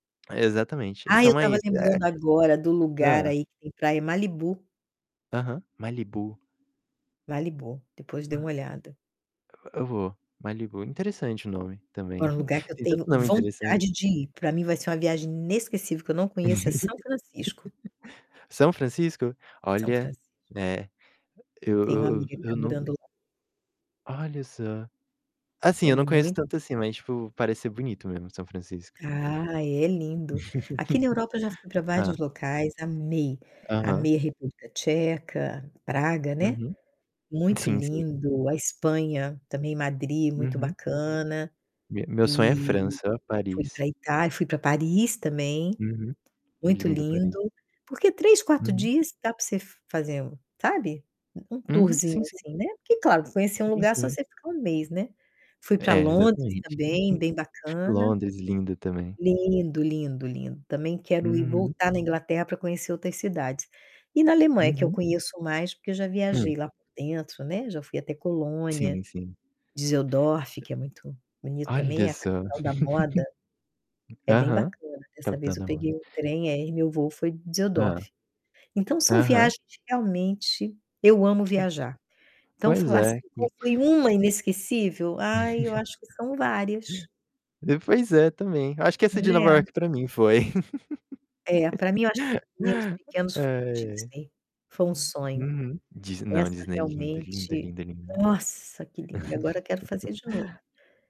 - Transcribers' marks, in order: static; chuckle; laugh; distorted speech; chuckle; tapping; chuckle; chuckle; other background noise; laugh; laugh; laugh
- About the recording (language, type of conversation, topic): Portuguese, unstructured, Qual foi uma viagem inesquecível que você fez com a sua família?